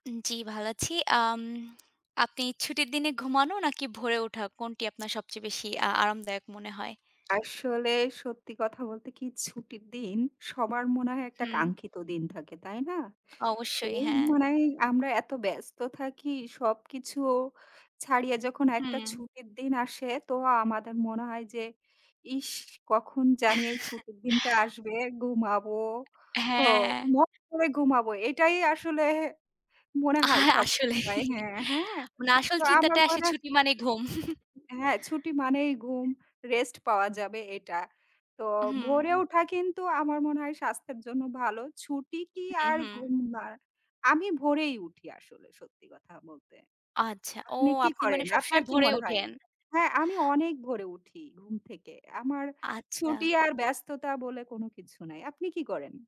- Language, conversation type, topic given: Bengali, unstructured, ছুটির দিনে দেরি করে ঘুমানো আর ভোরে উঠে দিন শুরু করার মধ্যে কোনটি আপনার কাছে বেশি আরামদায়ক মনে হয়?
- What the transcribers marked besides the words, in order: other background noise; chuckle; tapping; laughing while speaking: "আর আসলে"; chuckle